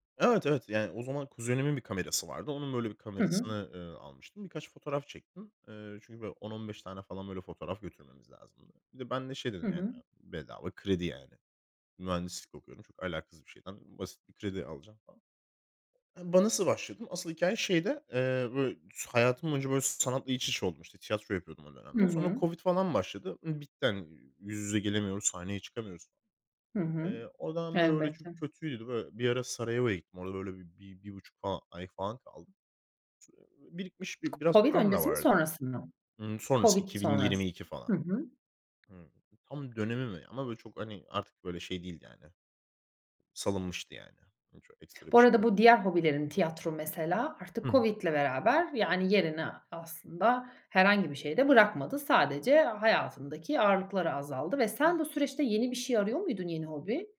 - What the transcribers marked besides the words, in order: other background noise; unintelligible speech
- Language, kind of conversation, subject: Turkish, podcast, Bir hobiye nasıl başladın, hikâyesini anlatır mısın?